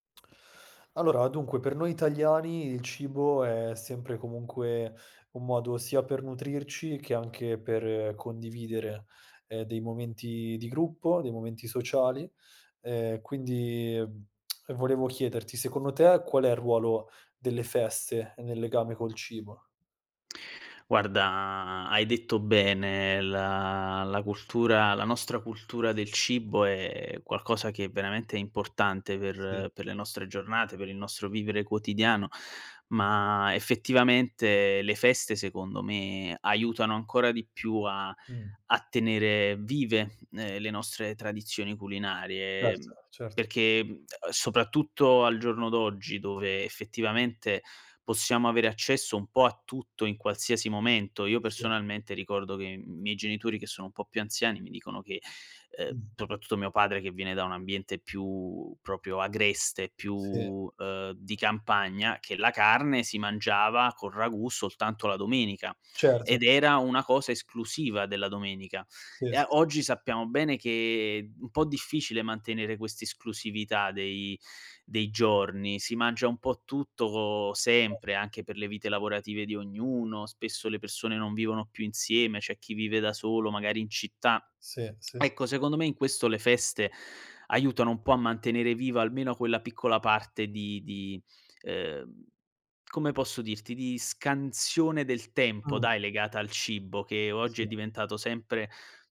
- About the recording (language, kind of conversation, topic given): Italian, podcast, Qual è il ruolo delle feste nel legame col cibo?
- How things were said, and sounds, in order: lip smack; "proprio" said as "propio"; other background noise; tapping